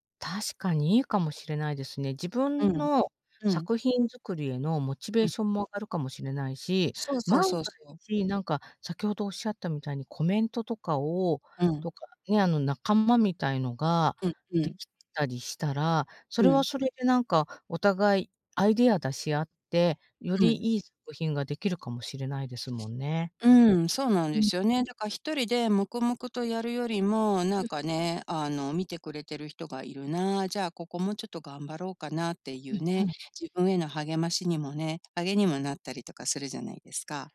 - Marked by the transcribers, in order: other background noise
- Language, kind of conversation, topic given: Japanese, advice, 他人と比べるのをやめて視野を広げるには、どうすればよいですか？